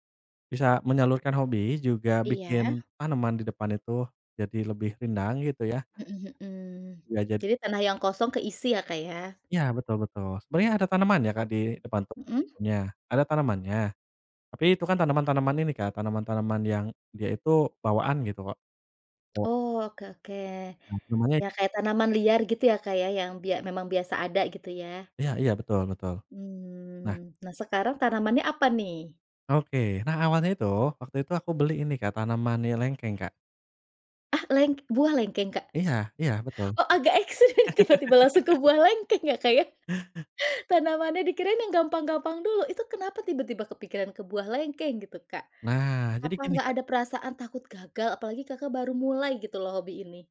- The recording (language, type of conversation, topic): Indonesian, podcast, Bagaimana cara memulai hobi baru tanpa takut gagal?
- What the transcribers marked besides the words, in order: laughing while speaking: "ekstrim tiba-tiba langsung ke buah lengkeng ya, Kak, ya?"; laugh